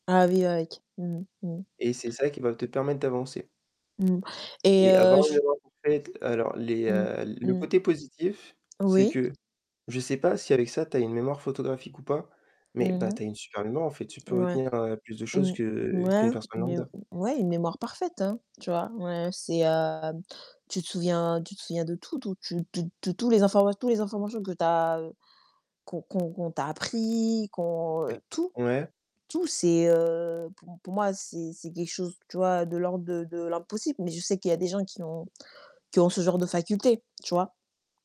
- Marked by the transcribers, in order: static; distorted speech; unintelligible speech; stressed: "tout"; other background noise
- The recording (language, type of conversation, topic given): French, unstructured, Préféreriez-vous avoir une mémoire parfaite ou la capacité de tout oublier ?